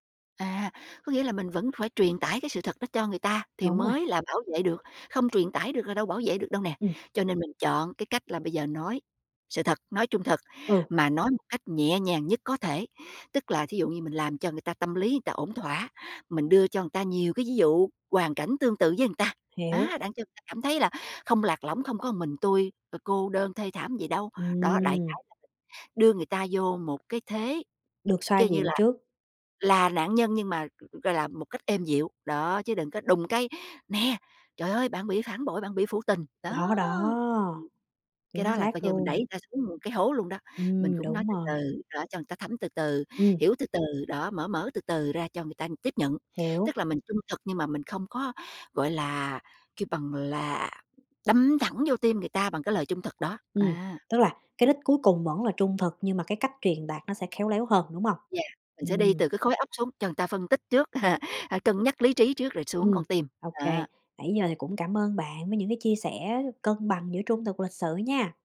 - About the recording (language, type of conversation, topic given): Vietnamese, podcast, Bạn giữ cân bằng giữa trung thực và lịch sự ra sao?
- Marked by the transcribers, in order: other background noise; tapping; laugh